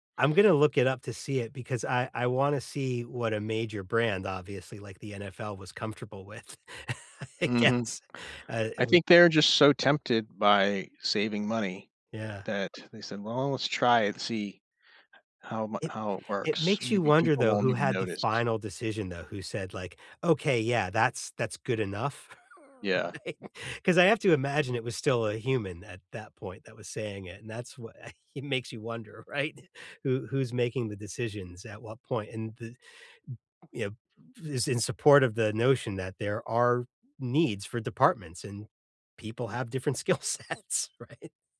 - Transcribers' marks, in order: chuckle; laughing while speaking: "I guess"; other background noise; chuckle; laughing while speaking: "Right?"; laughing while speaking: "i"; laughing while speaking: "right?"; tapping; laughing while speaking: "skill sets, right?"
- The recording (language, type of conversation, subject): English, unstructured, How can I spot ads using my fears to persuade me?
- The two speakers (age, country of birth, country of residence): 40-44, United States, United States; 45-49, United States, United States